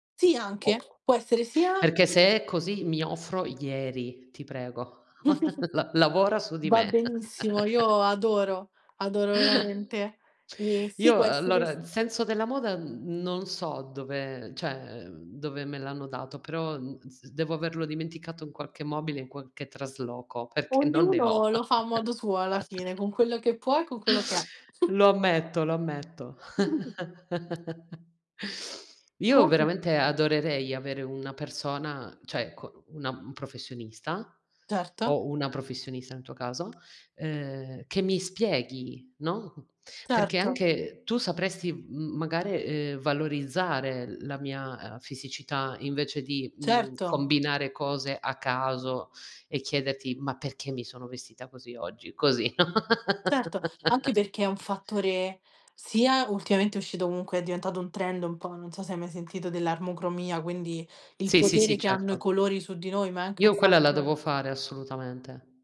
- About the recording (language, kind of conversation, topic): Italian, unstructured, Che cosa ti entusiasma quando pensi al futuro?
- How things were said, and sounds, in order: tapping; other background noise; chuckle; laughing while speaking: "la"; laugh; "cioè" said as "ceh"; laughing while speaking: "perché non"; laugh; chuckle; chuckle; "cioè" said as "ceh"; "magari" said as "magare"; stressed: "perché"; laugh